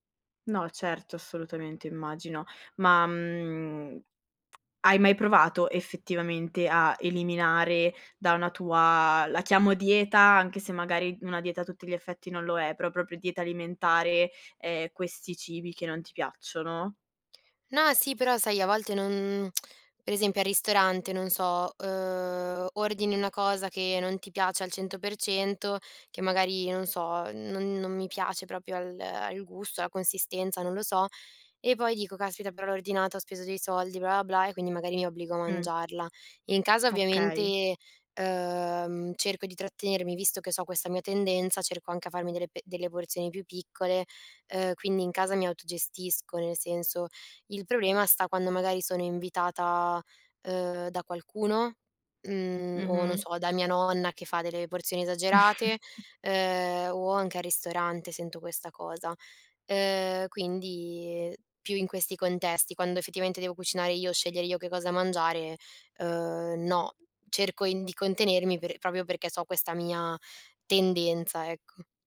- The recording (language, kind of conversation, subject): Italian, advice, Come posso imparare a riconoscere la mia fame e la sazietà prima di mangiare?
- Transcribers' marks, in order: tongue click; snort